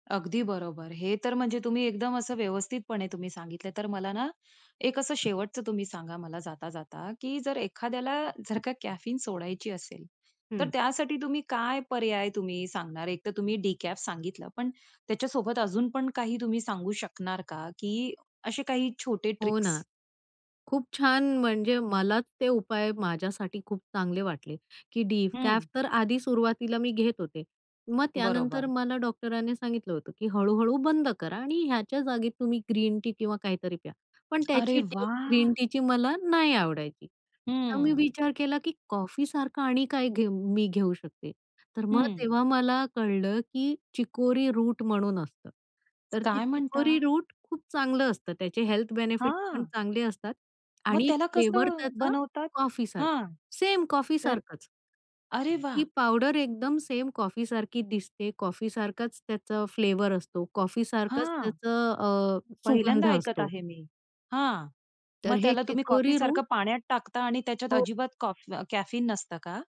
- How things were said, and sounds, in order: in English: "ट्रिक्स?"; tapping; other background noise; in English: "बेनिफिट्स"; in English: "फ्लेव्हर"; in English: "फ्लेवर"
- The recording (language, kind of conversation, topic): Marathi, podcast, कॅफिनबद्दल तुमचे काही नियम आहेत का?